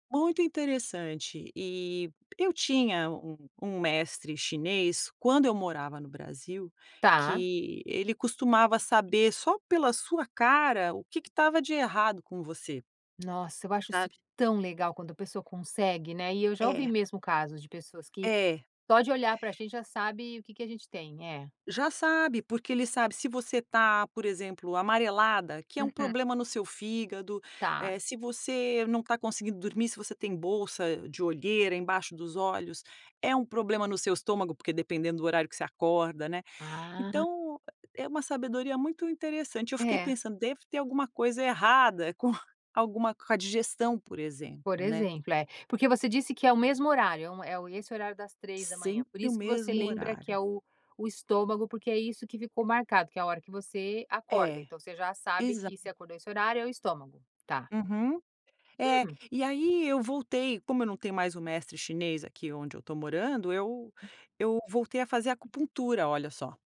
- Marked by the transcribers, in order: tapping; other background noise
- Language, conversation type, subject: Portuguese, podcast, O que você costuma fazer quando não consegue dormir?